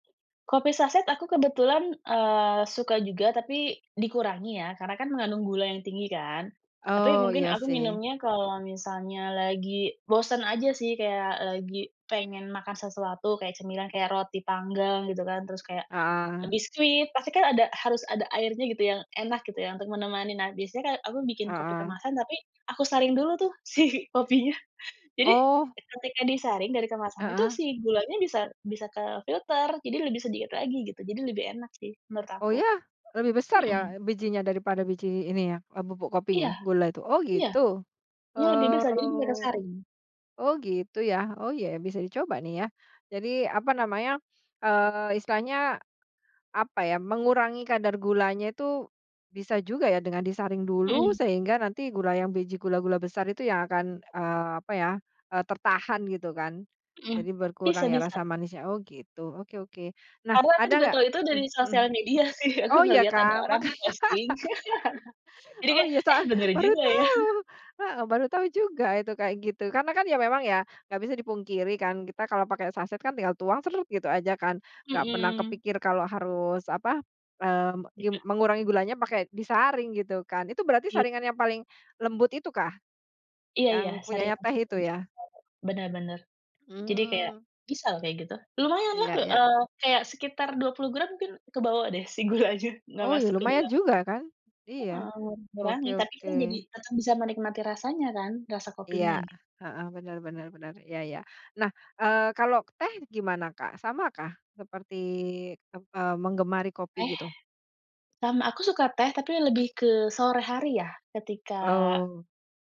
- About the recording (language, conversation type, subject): Indonesian, podcast, Ceritakan kebiasaan minum kopi atau teh yang paling kamu nikmati?
- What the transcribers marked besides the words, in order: tapping; laughing while speaking: "si kopinya"; other background noise; chuckle; chuckle; unintelligible speech; unintelligible speech; laughing while speaking: "si gulanya"